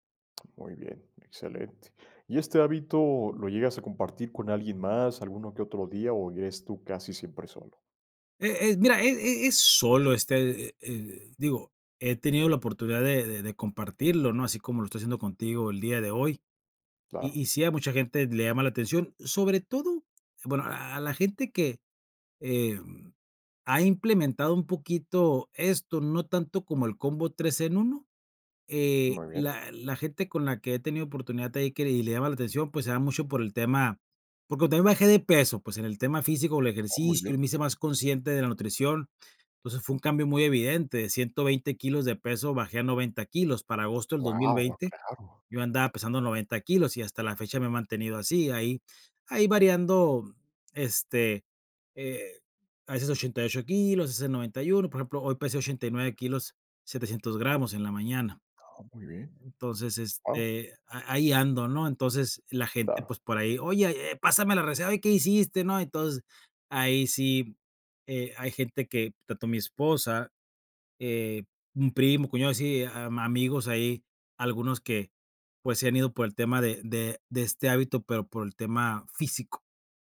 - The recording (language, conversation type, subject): Spanish, podcast, ¿Qué hábito te ayuda a crecer cada día?
- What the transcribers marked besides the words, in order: none